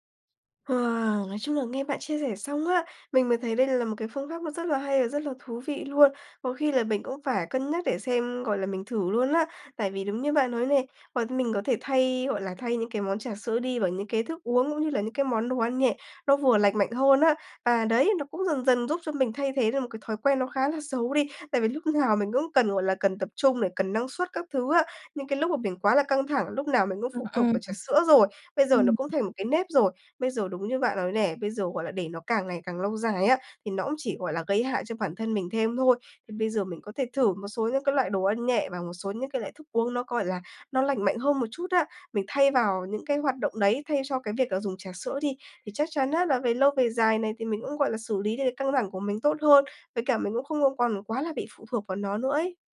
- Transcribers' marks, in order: none
- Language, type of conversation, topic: Vietnamese, advice, Bạn có thường dùng rượu hoặc chất khác khi quá áp lực không?